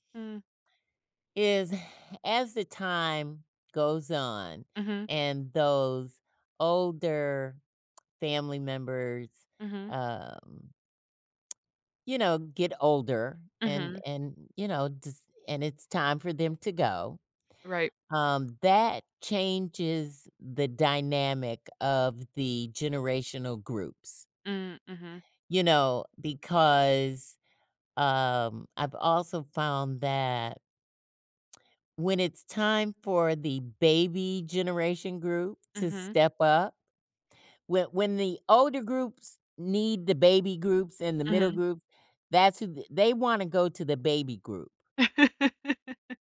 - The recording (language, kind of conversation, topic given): English, unstructured, How do you navigate differing expectations within your family?
- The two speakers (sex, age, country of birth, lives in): female, 25-29, United States, United States; female, 60-64, United States, United States
- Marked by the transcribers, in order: sigh; laugh